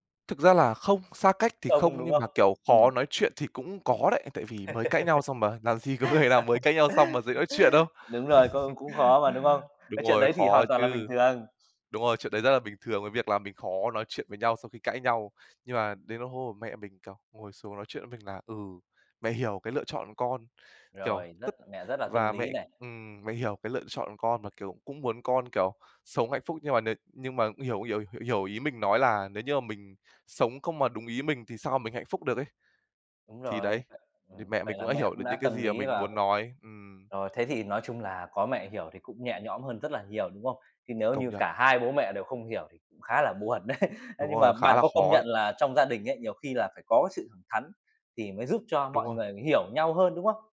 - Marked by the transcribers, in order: laugh; tapping; laughing while speaking: "gì có có"; laugh; unintelligible speech; unintelligible speech; hiccup; laughing while speaking: "đấy"
- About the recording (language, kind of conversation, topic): Vietnamese, podcast, Khi nào bạn cảm thấy mình nên nói “không” với gia đình?